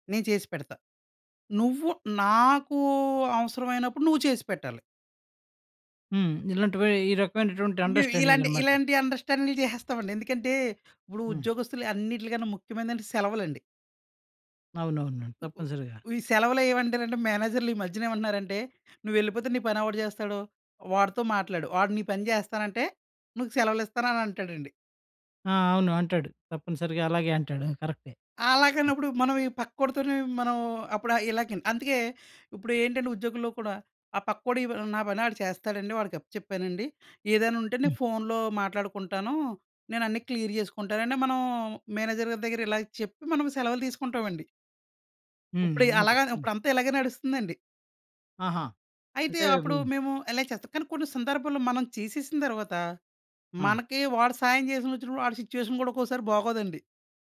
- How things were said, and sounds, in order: other background noise; other noise; in English: "క్లియర్"; in English: "మేనేజర్"; in English: "సిచ్యువేషన్"
- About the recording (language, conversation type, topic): Telugu, podcast, సహాయం కోరేటప్పుడు మీరు ఎలా వ్యవహరిస్తారు?